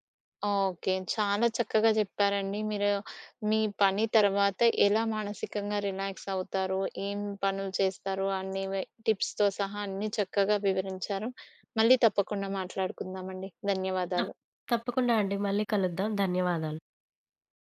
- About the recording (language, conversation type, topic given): Telugu, podcast, పని తర్వాత మానసికంగా రిలాక్స్ కావడానికి మీరు ఏ పనులు చేస్తారు?
- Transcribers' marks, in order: in English: "రిలాక్స్"; in English: "టిప్స్‌తో"; tapping; other background noise